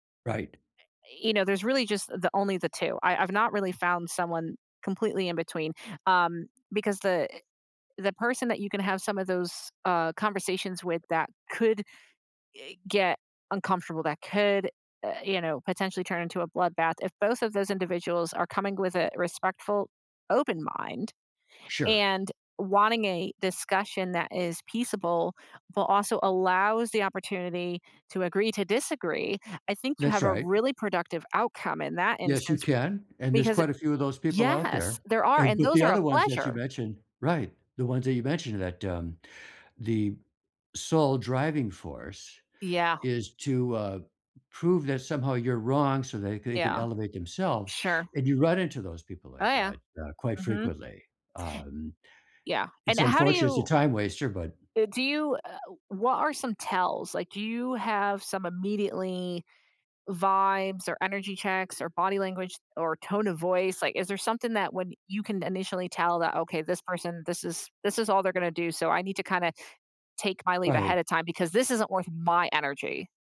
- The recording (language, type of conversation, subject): English, unstructured, How can I cope when my beliefs are challenged?
- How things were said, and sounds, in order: other background noise